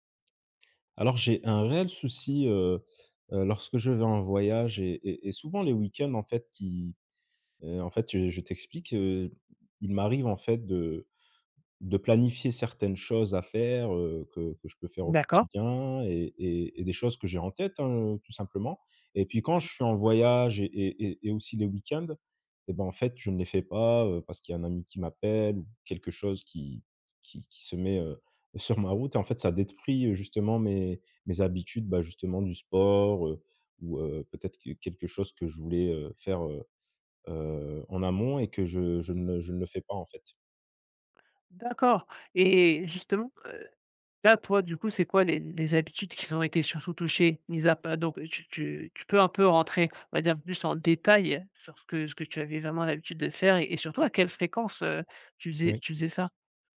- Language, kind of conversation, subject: French, advice, Comment les voyages et les week-ends détruisent-ils mes bonnes habitudes ?
- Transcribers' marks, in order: none